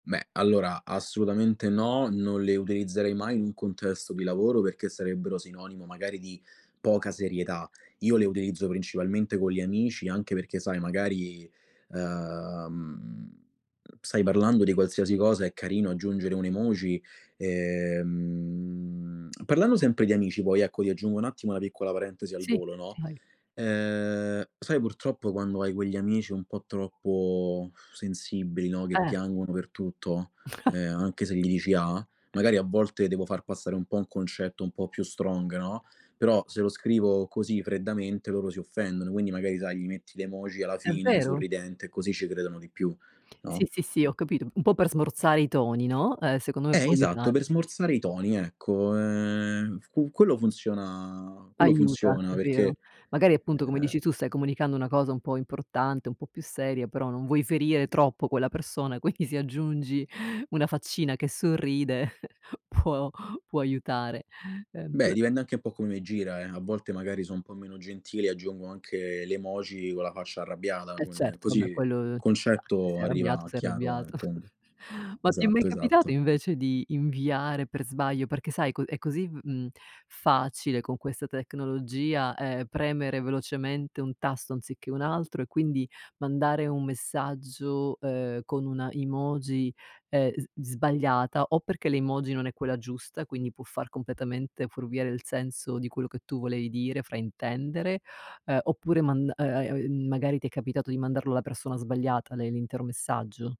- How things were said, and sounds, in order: drawn out: "uhm"; drawn out: "Ehm"; tongue click; other background noise; drawn out: "ehm"; tapping; drawn out: "troppo"; lip trill; chuckle; in English: "strong"; drawn out: "Ehm"; drawn out: "funziona"; chuckle; laughing while speaking: "può"; unintelligible speech; chuckle; "fuorviare" said as "furviare"
- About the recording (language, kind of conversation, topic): Italian, podcast, Credi che gli emoji aiutino o peggiorino la comunicazione?